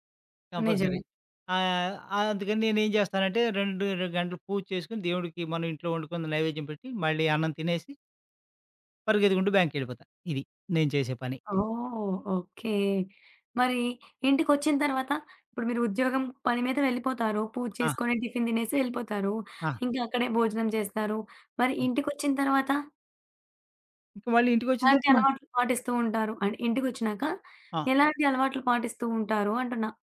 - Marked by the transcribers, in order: in English: "కంపల్సరీ"; in English: "బ్యాంక్‌కెళ్ళిపోతా"; tapping
- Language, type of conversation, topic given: Telugu, podcast, రోజువారీ పనిలో ఆనందం పొందేందుకు మీరు ఏ చిన్న అలవాట్లు ఎంచుకుంటారు?